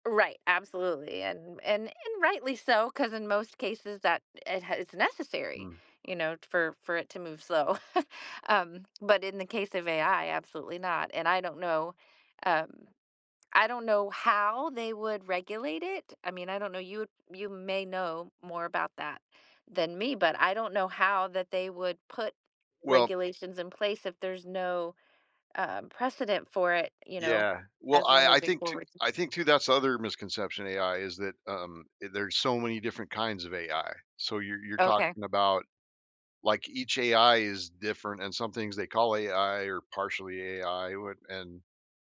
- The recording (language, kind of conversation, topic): English, unstructured, How do you think artificial intelligence will change our lives in the future?
- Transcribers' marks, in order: chuckle; tapping